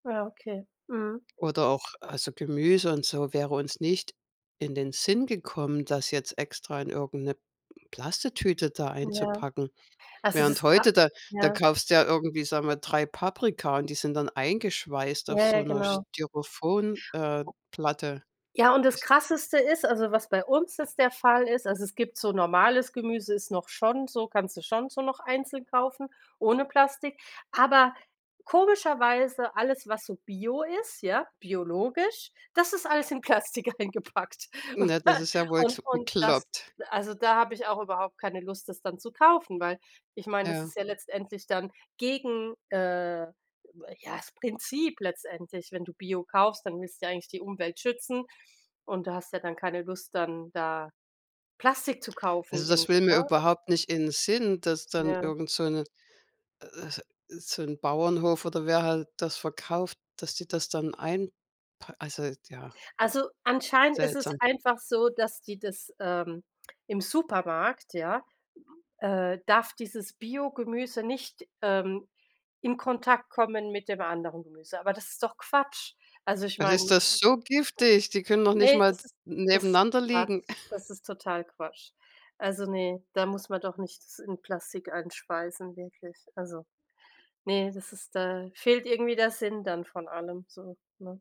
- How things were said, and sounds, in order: other background noise; in English: "Styrofoam"; unintelligible speech; laughing while speaking: "Plastik eingepackt"; chuckle; chuckle
- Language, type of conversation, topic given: German, unstructured, Was stört dich an der Verschmutzung der Natur am meisten?